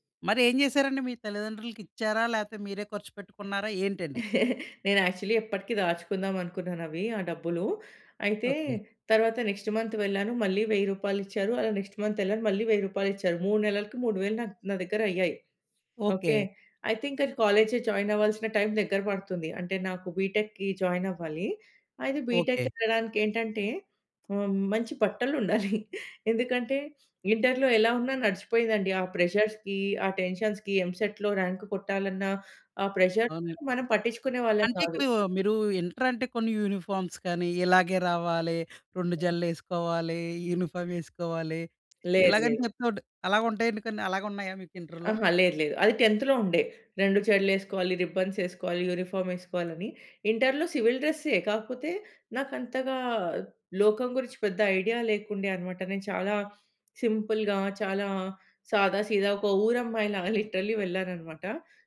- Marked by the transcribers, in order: other background noise; chuckle; in English: "యాక్చువల్లి"; in English: "నెక్స్ట్ మంత్"; in English: "నెక్స్ట్"; in English: "కాలేజ్ జాయిన్"; in English: "బీటెక్‌కి జాయిన్"; tapping; in English: "బీటెక్"; chuckle; in English: "ప్రెషర్స్‌కి"; in English: "టెన్షన్స్‌కి, ఎంసెట్‌లో ర్యాంక్"; in English: "ప్రెషర్స్‌కి"; in English: "ఇంటర్"; in English: "యూనిఫామ్స్"; in English: "టెన్త్‌లో"; in English: "రిబ్బన్స్"; in English: "యూనిఫార్మ్"; in English: "సింపుల్‌గా"; in English: "లిట్‌రల్లి"
- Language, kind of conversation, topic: Telugu, podcast, మొదటి జీతాన్ని మీరు స్వయంగా ఎలా ఖర్చు పెట్టారు?